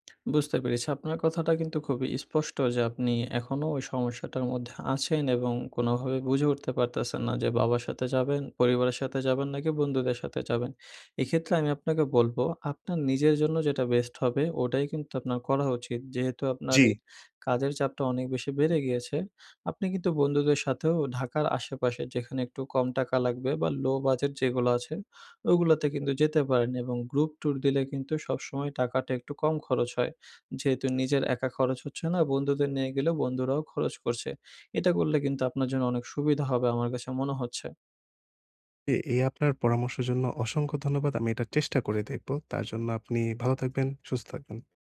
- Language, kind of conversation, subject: Bengali, advice, সংক্ষিপ্ত ভ্রমণ কীভাবে আমার মন খুলে দেয় ও নতুন ভাবনা এনে দেয়?
- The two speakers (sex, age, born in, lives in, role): male, 20-24, Bangladesh, Bangladesh, advisor; male, 20-24, Bangladesh, Bangladesh, user
- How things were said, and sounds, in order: "স্পষ্ট" said as "ইস্পষ্ট"; tapping